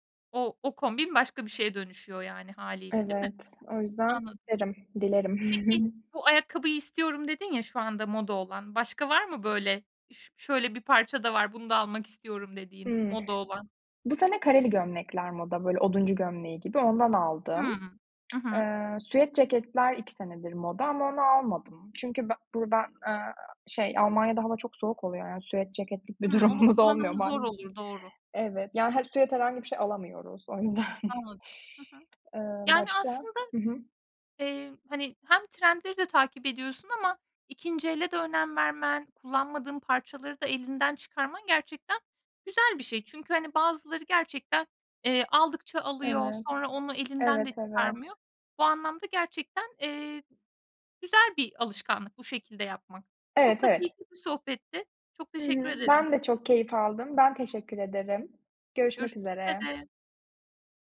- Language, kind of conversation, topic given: Turkish, podcast, Trendlerle kişisel tarzını nasıl dengeliyorsun?
- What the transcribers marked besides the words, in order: other background noise; giggle; tapping; laughing while speaking: "durumumuz"; laughing while speaking: "yüzden"